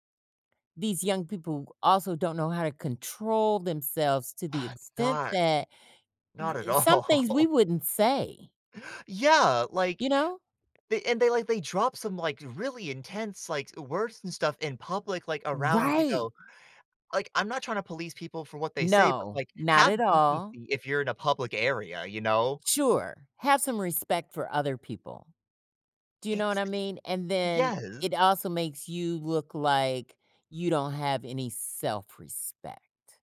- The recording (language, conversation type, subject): English, unstructured, What factors influence your choice between eating at home and going out to a restaurant?
- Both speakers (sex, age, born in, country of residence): female, 60-64, United States, United States; male, 20-24, United States, United States
- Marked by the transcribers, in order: other background noise; laughing while speaking: "all"